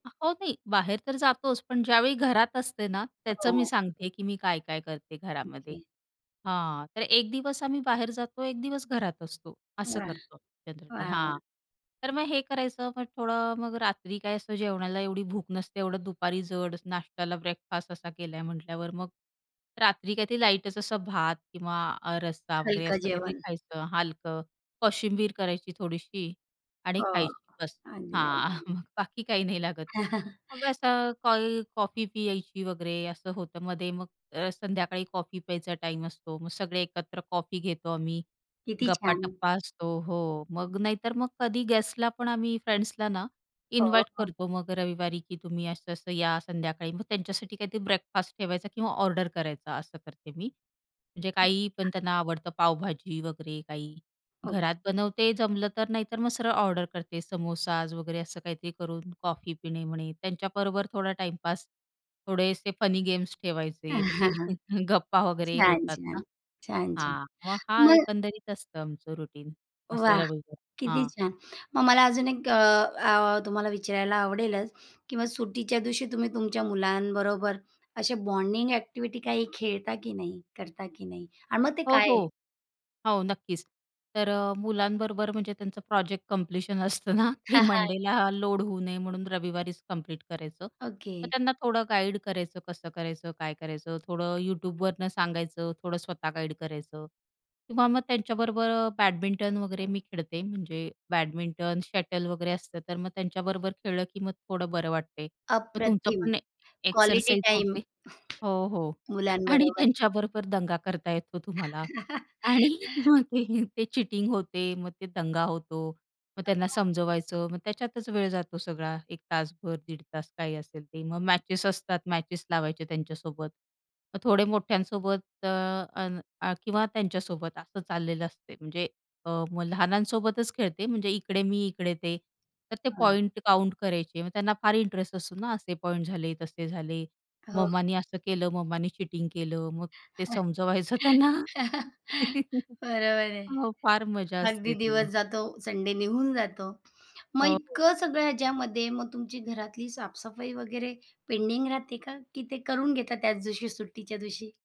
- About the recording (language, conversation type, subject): Marathi, podcast, तुम्ही रविवार किंवा सुट्टीचा दिवस घरात कसा घालवता?
- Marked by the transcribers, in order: in English: "जनरली"; other background noise; laughing while speaking: "हां. मग बाकी काही नाही लागत"; unintelligible speech; chuckle; in English: "फ्रेंड्सला"; tapping; in English: "इन्व्हाईट"; chuckle; chuckle; laughing while speaking: "गप्पा वगैरे"; in English: "रुटीन"; in English: "बॉन्डिंग"; bird; in English: "कंप्लीशन"; laughing while speaking: "असतं ना, ते मंडेला लोड"; chuckle; background speech; laughing while speaking: "आणि त्यांच्याबरोबर"; chuckle; laughing while speaking: "आणि मग ते"; unintelligible speech; chuckle; laughing while speaking: "समजवायचं त्यांना"; chuckle; in English: "पेंडिंग"